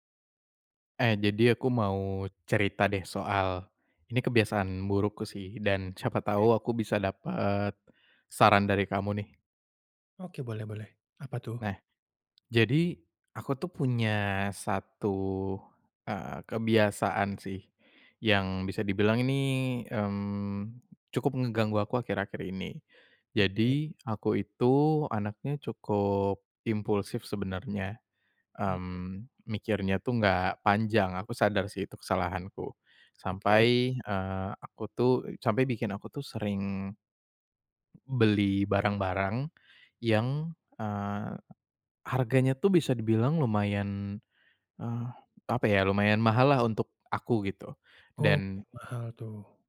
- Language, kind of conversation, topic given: Indonesian, advice, Bagaimana cara mengatasi rasa bersalah setelah membeli barang mahal yang sebenarnya tidak perlu?
- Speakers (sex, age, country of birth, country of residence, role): male, 25-29, Indonesia, Indonesia, advisor; male, 25-29, Indonesia, Indonesia, user
- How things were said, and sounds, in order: other background noise